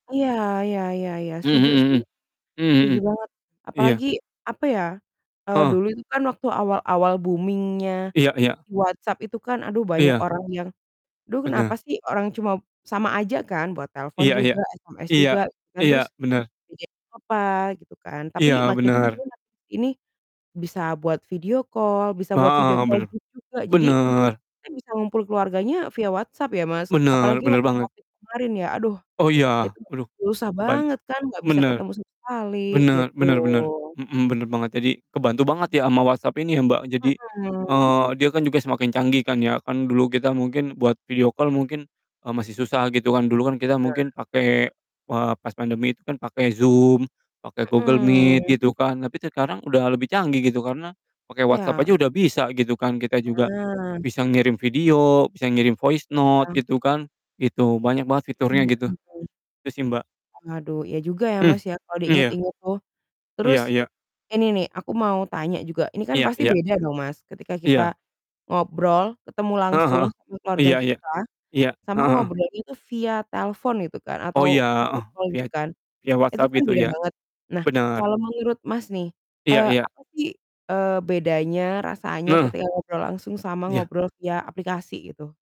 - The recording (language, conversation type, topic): Indonesian, unstructured, Bagaimana teknologi membantu kamu tetap terhubung dengan keluarga?
- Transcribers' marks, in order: distorted speech; static; in English: "booming-nya"; other background noise; unintelligible speech; in English: "video call"; in English: "video call"; unintelligible speech; in English: "video call"; in English: "voice note"; in English: "video call, gitu"